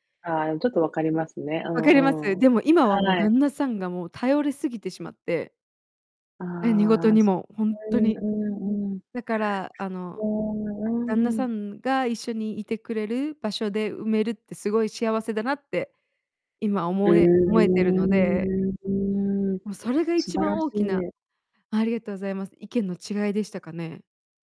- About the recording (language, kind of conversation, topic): Japanese, unstructured, 恋人と意見が合わないとき、どうしていますか？
- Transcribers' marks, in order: distorted speech; tapping